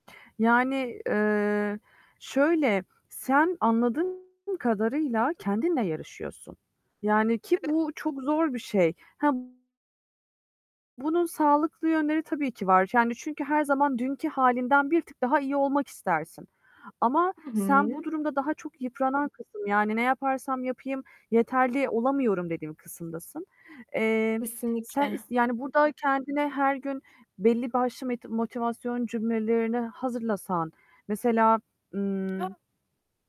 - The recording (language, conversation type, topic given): Turkish, advice, Projeye başlarken kendini yetersiz hissetme korkusunu nasıl yenebilirsin?
- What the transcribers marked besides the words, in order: static; distorted speech; unintelligible speech; other background noise; unintelligible speech